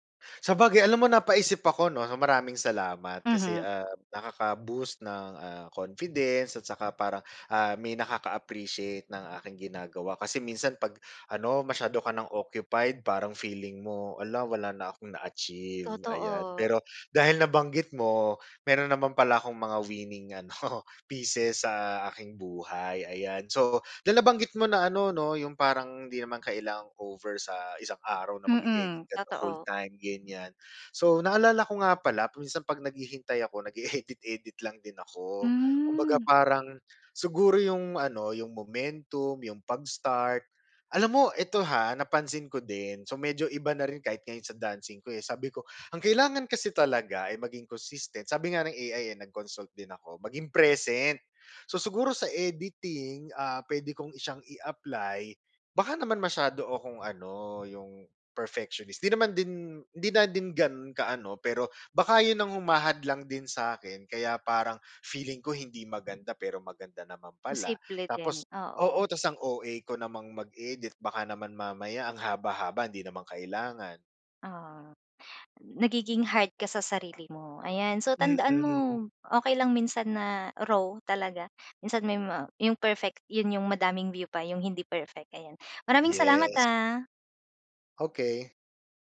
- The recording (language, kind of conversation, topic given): Filipino, advice, Paano ko mababalanse ang mga agarang gawain at mga pangmatagalang layunin?
- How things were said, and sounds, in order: tapping; laughing while speaking: "ano"; in English: "the whole time"; laughing while speaking: "nag-e-edit-edit"